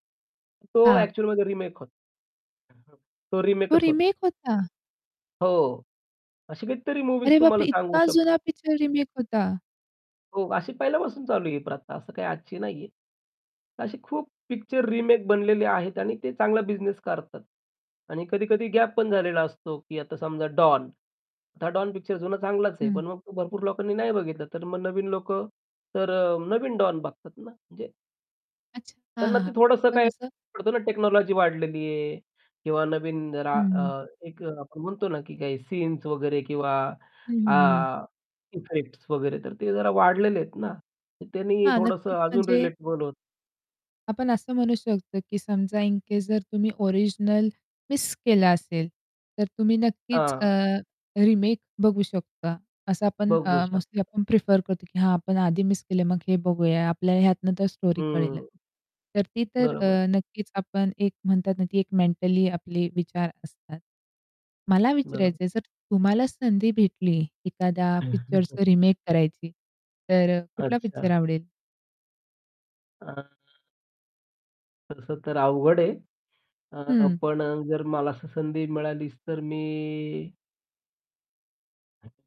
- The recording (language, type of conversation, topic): Marathi, podcast, रिमेक आणि पुनरारंभाबद्दल तुमचं मत काय आहे?
- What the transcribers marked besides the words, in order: distorted speech; surprised: "अरे बापरे! इतका जुना पिक्चर रिमेक होता!"; "प्रथा" said as "प्रता"; in English: "टेक्नॉलॉजी"; in English: "स्टोरी"; chuckle; drawn out: "मी"; other noise